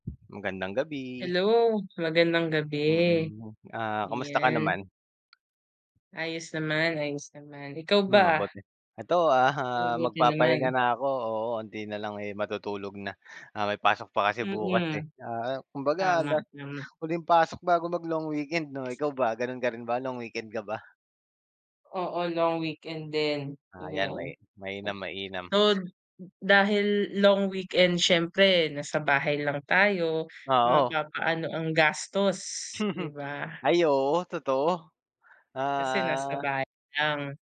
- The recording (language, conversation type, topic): Filipino, unstructured, Ano ang pakiramdam mo kapag biglang naubos ang ipon mo?
- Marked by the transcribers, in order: wind; tapping; other background noise; laughing while speaking: "Mhm"